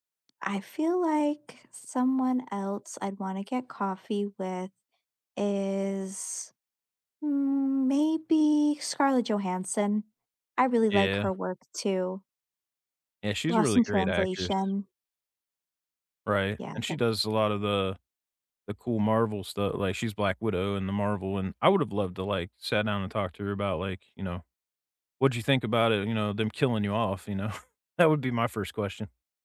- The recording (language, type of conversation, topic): English, unstructured, Which actor would you love to have coffee with, and what would you ask?
- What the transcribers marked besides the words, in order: drawn out: "maybe"; chuckle; chuckle